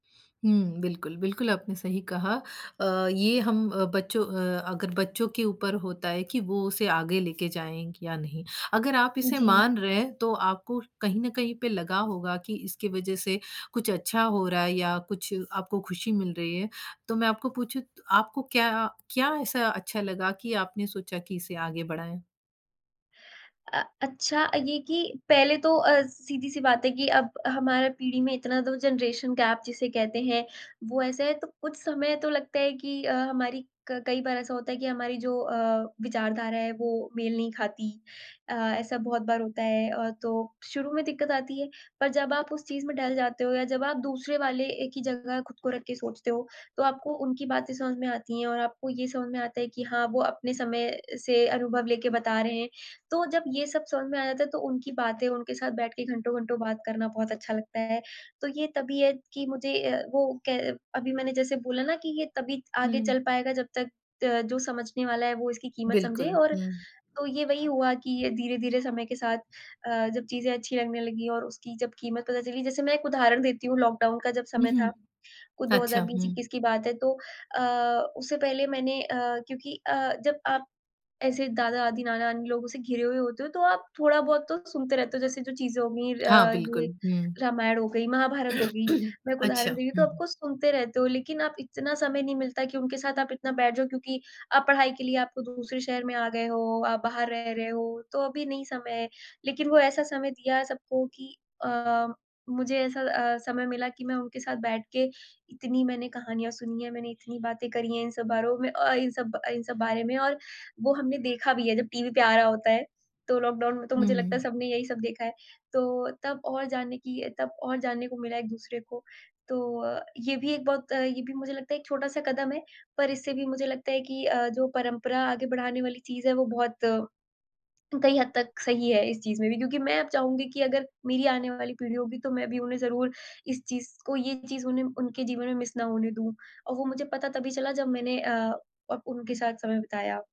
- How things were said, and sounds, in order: in English: "जनरेशन गैप"; other background noise; throat clearing; in English: "मिस"
- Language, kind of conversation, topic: Hindi, podcast, आपके घर में रोज़ाना निभाई जाने वाली कोई छोटी-सी परंपरा क्या है?